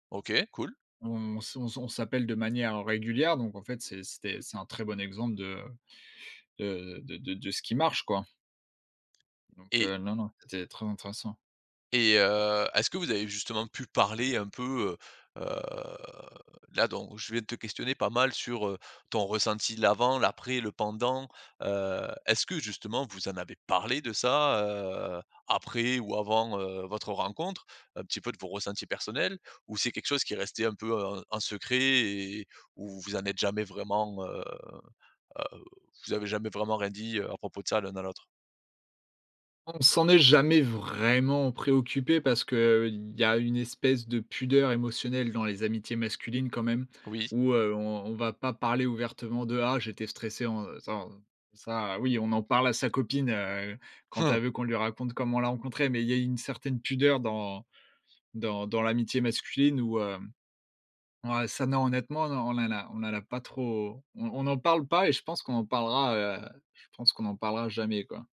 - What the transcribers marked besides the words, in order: drawn out: "heu"; stressed: "parlé"; stressed: "vraiment"
- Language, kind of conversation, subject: French, podcast, Comment transformer un contact en ligne en une relation durable dans la vraie vie ?